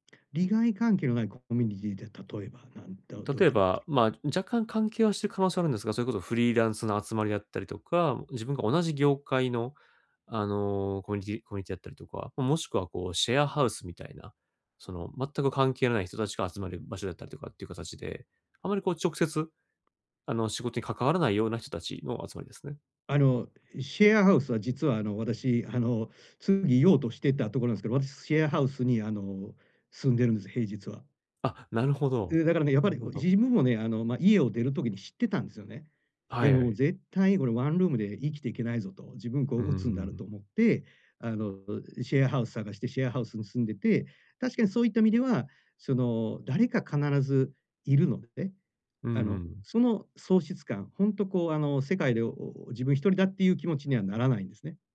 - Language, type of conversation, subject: Japanese, advice, 記念日や何かのきっかけで湧いてくる喪失感や満たされない期待に、穏やかに対処するにはどうすればよいですか？
- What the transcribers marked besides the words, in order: other background noise